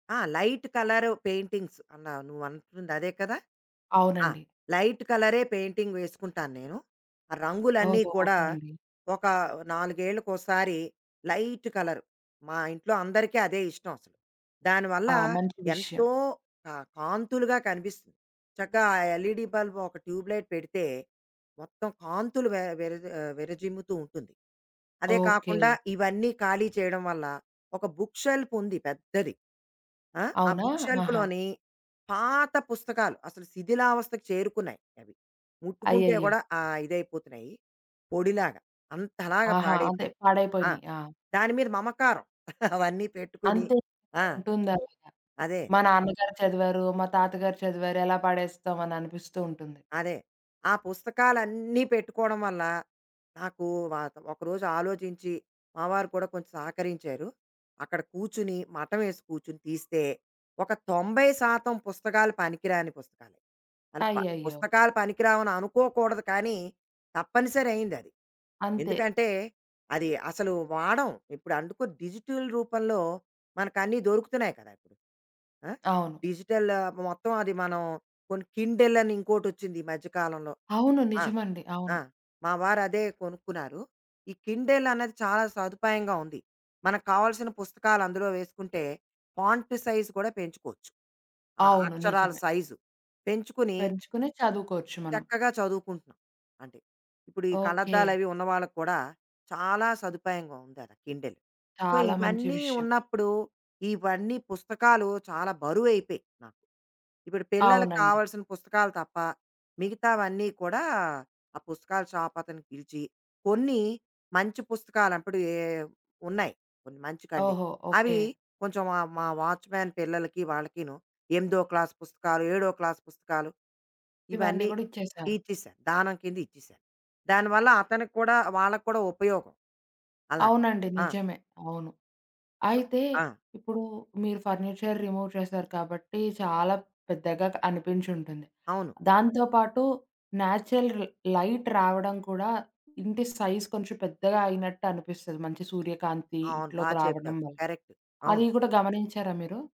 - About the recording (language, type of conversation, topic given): Telugu, podcast, ఒక చిన్న గదిని పెద్దదిగా కనిపించేలా చేయడానికి మీరు ఏ చిట్కాలు పాటిస్తారు?
- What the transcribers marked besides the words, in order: in English: "లైట్ కలర్ పెయింటింగ్స్"; in English: "లైట్"; in English: "పెయింటింగ్"; tapping; other background noise; in English: "లైట్"; in English: "ఎల్‌ఈడి బల్బ్"; in English: "ట్యూబ్ లైట్"; in English: "బుక్ షెల్ఫ్"; in English: "బుక్ షెల్ఫ్‌లోని"; chuckle; in English: "డిజిటల్"; in English: "డిజిటల్"; in English: "కిండెల్"; in English: "కిండెల్"; in English: "ఫాంట్ సైజ్"; in English: "కిండెల్. సో"; in English: "షాప్"; in English: "వాచ్‌మ్యాన్"; in English: "క్లాస్"; in English: "క్లాస్"; in English: "సో"; in English: "ఫర్నిచర్ రిమూవ్"; in English: "న్యాచురల్ లైట్"; in English: "సైజ్"